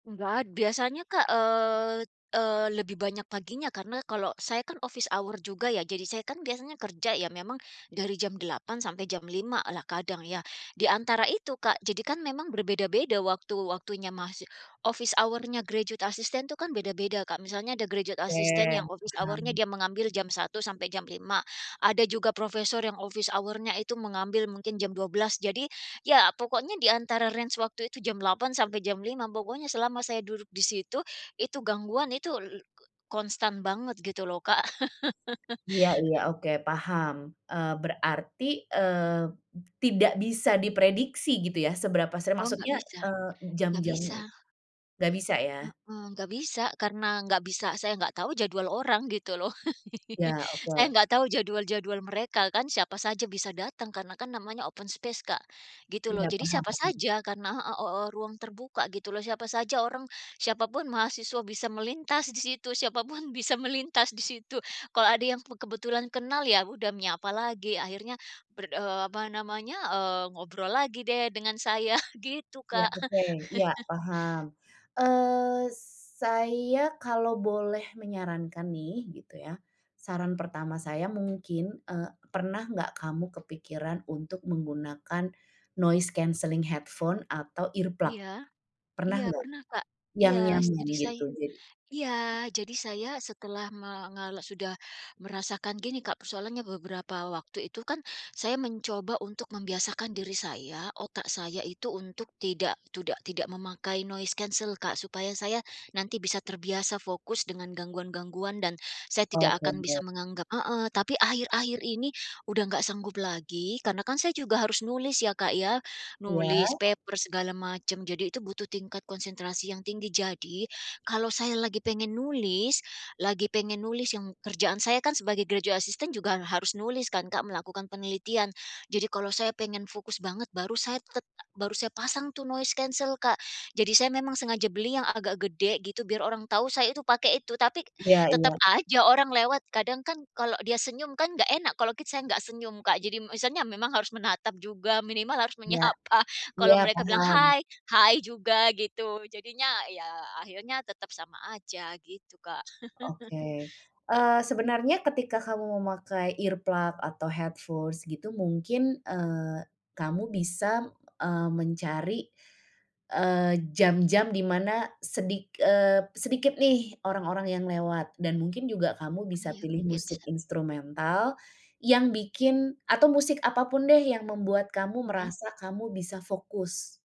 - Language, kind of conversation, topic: Indonesian, advice, Bagaimana lingkungan kerja yang berisik mengganggu konsentrasi Anda?
- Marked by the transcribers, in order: in English: "office hour"; in English: "office hour-nya graduate assistant"; in English: "graduate assistant"; in English: "office hour-nya"; in English: "office hour-nya"; in English: "range"; tapping; chuckle; chuckle; in English: "open space"; laughing while speaking: "saya gitu Kak"; chuckle; in English: "noise cancelling headphone"; in English: "earplug?"; "tidak-" said as "tudak"; in English: "noise cancel"; in English: "paper"; other background noise; in English: "graduate assistant"; in English: "noise cancel"; laughing while speaking: "menyapa"; chuckle; in English: "earplug"; in English: "headforce"